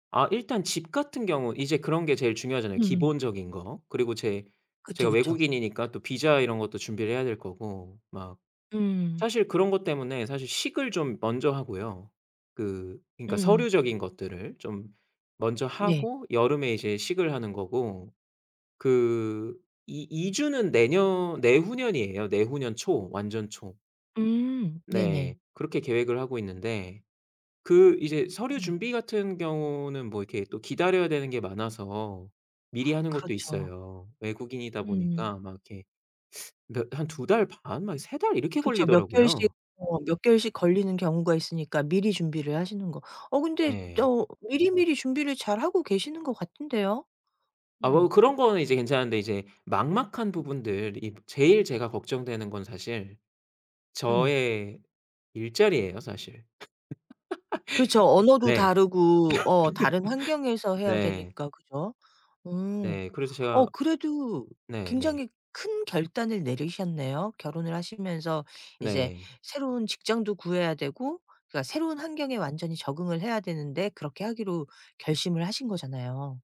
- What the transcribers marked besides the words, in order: other background noise; gasp; laugh; other noise; laugh
- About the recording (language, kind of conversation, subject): Korean, advice, 연애나 결혼처럼 관계에 큰 변화가 생길 때 불안을 어떻게 다루면 좋을까요?